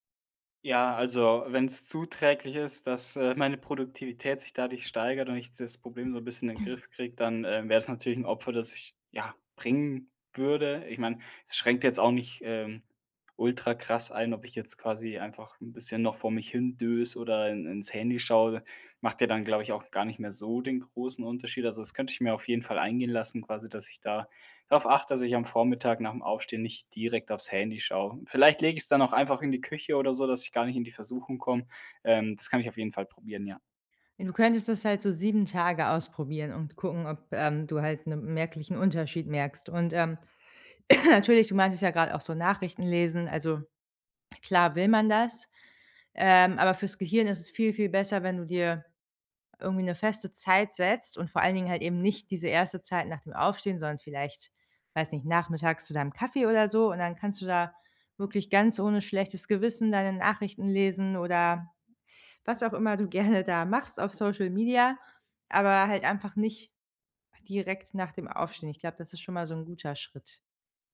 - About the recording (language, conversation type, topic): German, advice, Wie raubt dir ständiges Multitasking Produktivität und innere Ruhe?
- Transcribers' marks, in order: throat clearing; cough